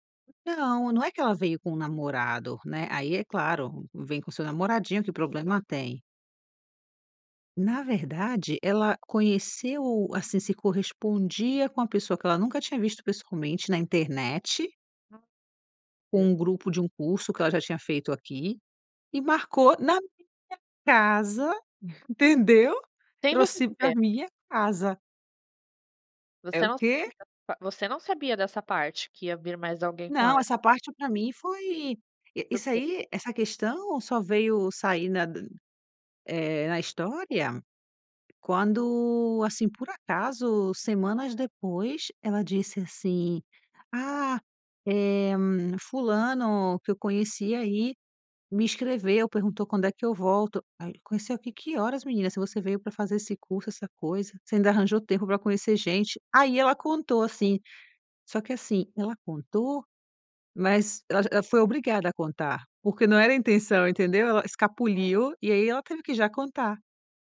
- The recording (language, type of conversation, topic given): Portuguese, advice, Como lidar com um conflito com um amigo que ignorou meus limites?
- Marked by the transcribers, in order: tapping; other noise; other background noise; chuckle; unintelligible speech